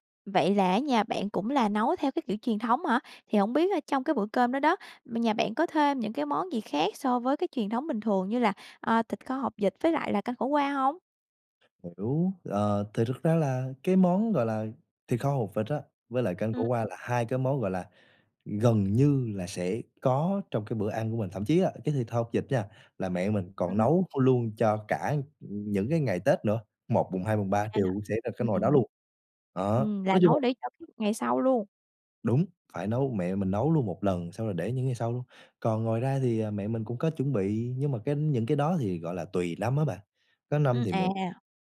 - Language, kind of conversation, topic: Vietnamese, podcast, Bạn có thể kể về một bữa ăn gia đình đáng nhớ của bạn không?
- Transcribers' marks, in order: other background noise; unintelligible speech; tapping